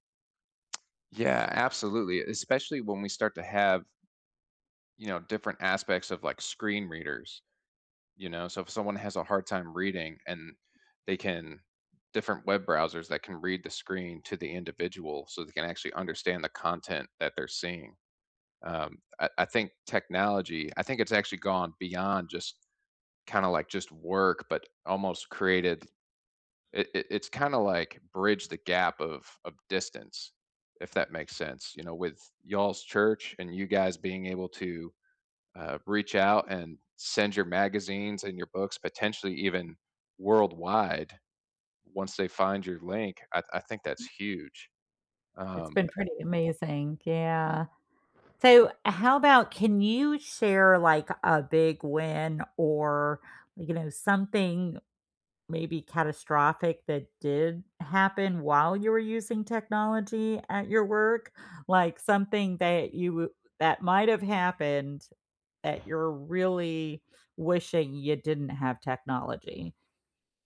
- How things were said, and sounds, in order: tapping; other background noise
- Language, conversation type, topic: English, unstructured, How is technology changing your everyday work, and which moments stand out most?
- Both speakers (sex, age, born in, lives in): female, 50-54, United States, United States; male, 35-39, United States, United States